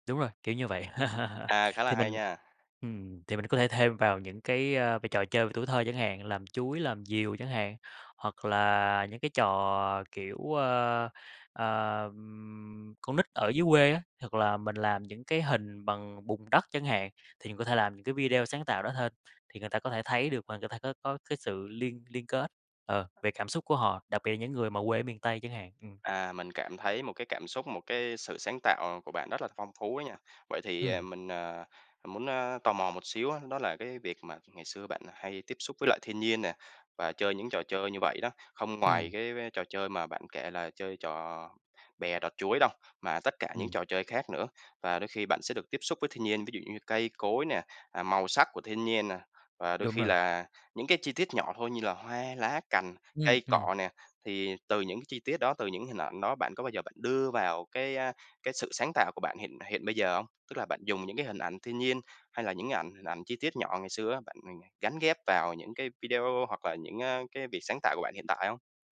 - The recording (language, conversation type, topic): Vietnamese, podcast, Trải nghiệm thời thơ ấu đã ảnh hưởng đến sự sáng tạo của bạn như thế nào?
- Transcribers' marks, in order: laugh; other background noise